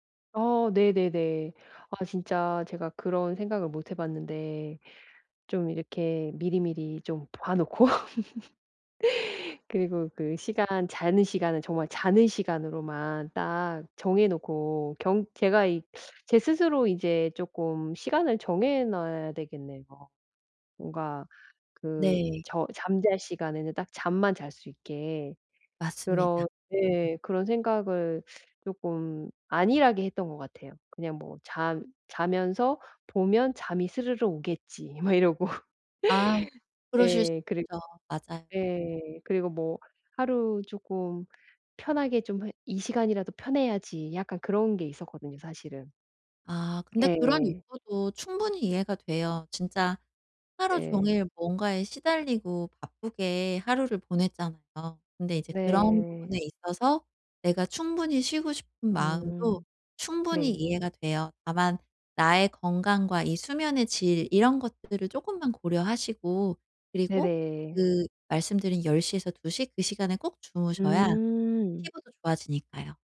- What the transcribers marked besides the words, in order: laugh; laughing while speaking: "막 이러고"; other background noise
- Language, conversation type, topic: Korean, advice, 잠자기 전에 스크린 사용을 줄이려면 어떻게 시작하면 좋을까요?